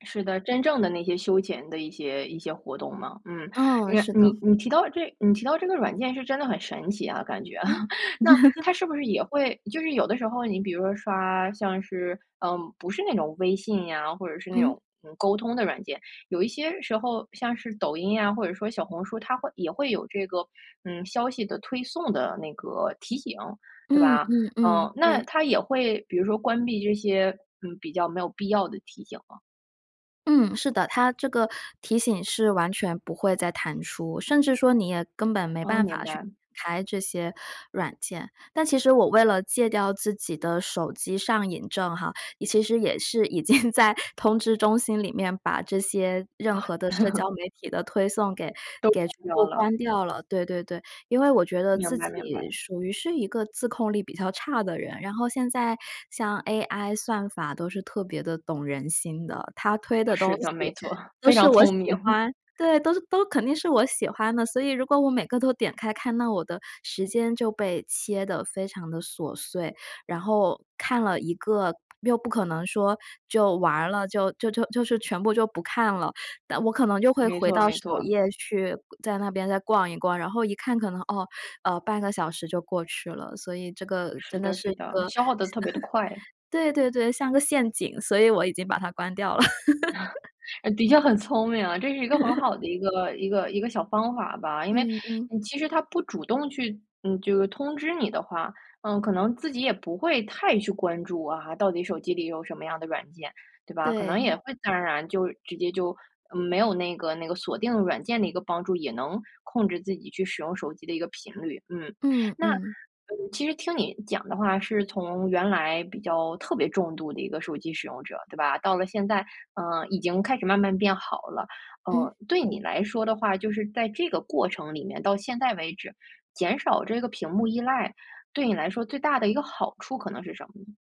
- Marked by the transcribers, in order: laugh; chuckle; laughing while speaking: "已经在"; laugh; chuckle; laugh; chuckle; laugh
- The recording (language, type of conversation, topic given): Chinese, podcast, 你有什么办法戒掉手机瘾、少看屏幕？